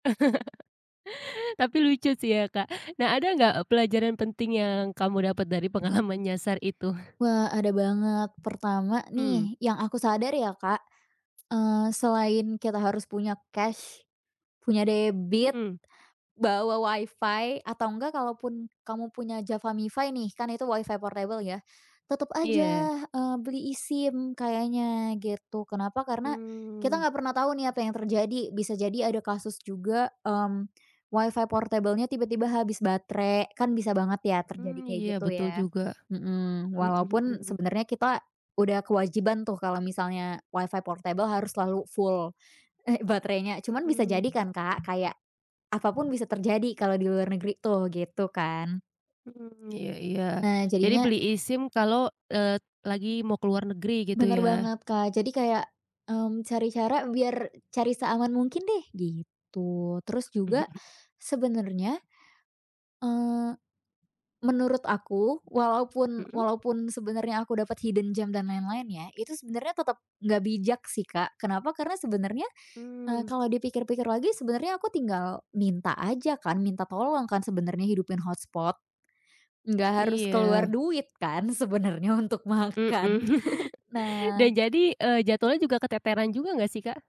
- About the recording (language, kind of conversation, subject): Indonesian, podcast, Apa yang kamu lakukan saat tersesat di tempat asing?
- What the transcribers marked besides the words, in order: laugh; laughing while speaking: "pengalaman"; tapping; other background noise; in English: "full"; chuckle; in English: "hidden gem"; in English: "hotspot"; laughing while speaking: "sebenernya, untuk makan?"; laugh